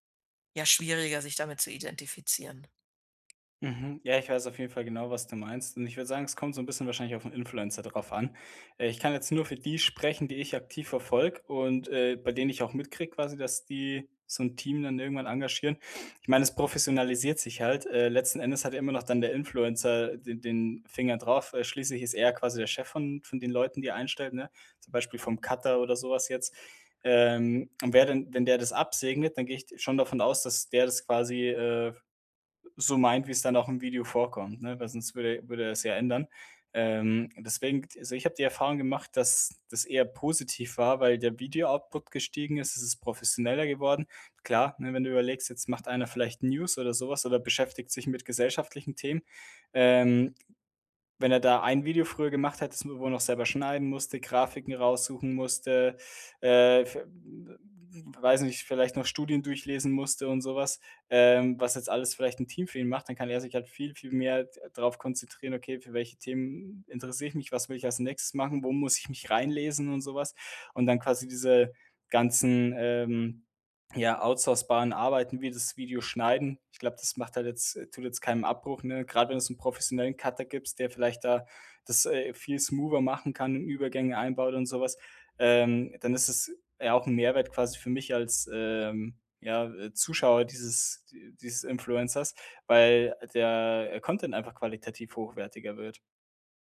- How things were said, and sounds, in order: other background noise; in English: "Cutter"; in English: "Video-Output"; in English: "outsourcebaren"; in English: "Cutter"; in English: "smoother"; in English: "Content"
- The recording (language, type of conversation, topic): German, podcast, Was bedeutet Authentizität bei Influencern wirklich?